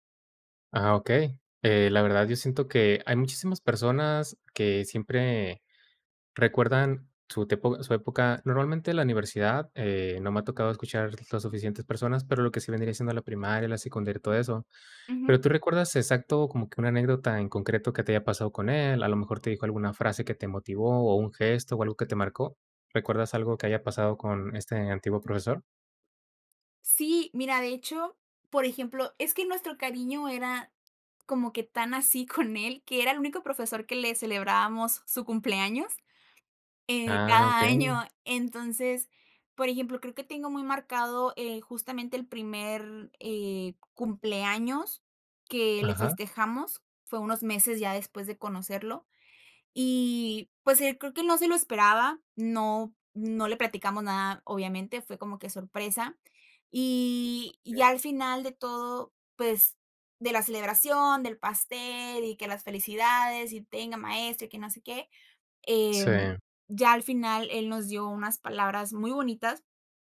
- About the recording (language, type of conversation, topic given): Spanish, podcast, ¿Qué profesor o profesora te inspiró y por qué?
- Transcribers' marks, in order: "tiempo" said as "tepo"; laughing while speaking: "con él"; other background noise